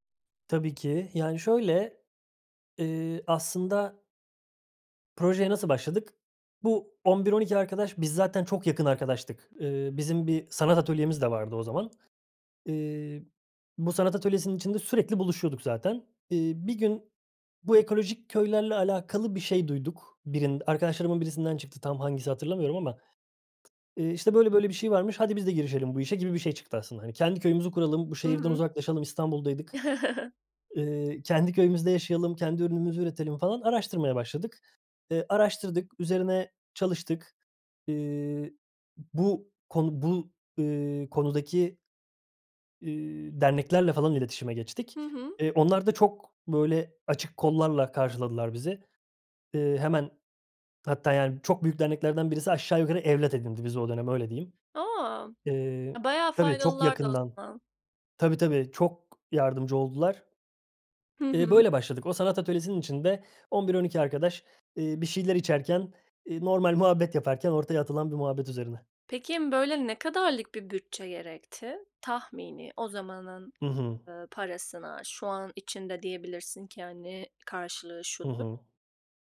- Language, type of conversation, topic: Turkish, podcast, En sevdiğin yaratıcı projen neydi ve hikâyesini anlatır mısın?
- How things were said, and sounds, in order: other background noise; chuckle; swallow